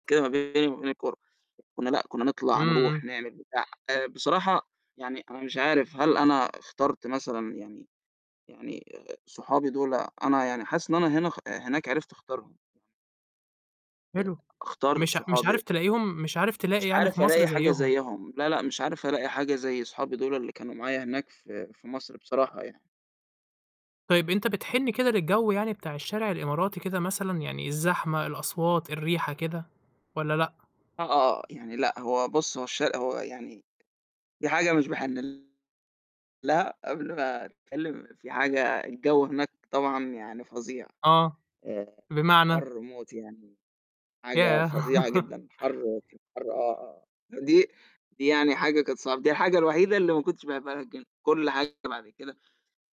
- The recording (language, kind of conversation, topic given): Arabic, podcast, إيه أكتر حاجة وحشتك من الوطن وإنت بعيد؟
- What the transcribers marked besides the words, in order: distorted speech; other background noise; laugh; unintelligible speech